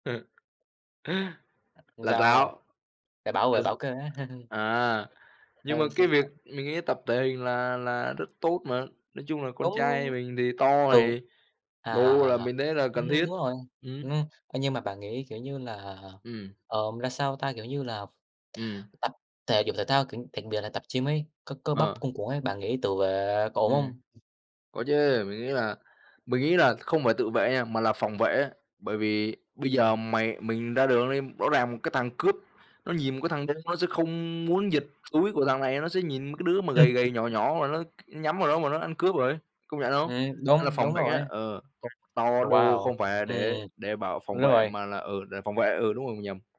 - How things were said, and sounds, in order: tapping; laugh; unintelligible speech; other background noise; laugh; unintelligible speech; "gym" said as "chim"; laugh; other noise
- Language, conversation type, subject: Vietnamese, unstructured, Bạn có kỷ niệm vui nào khi chơi thể thao không?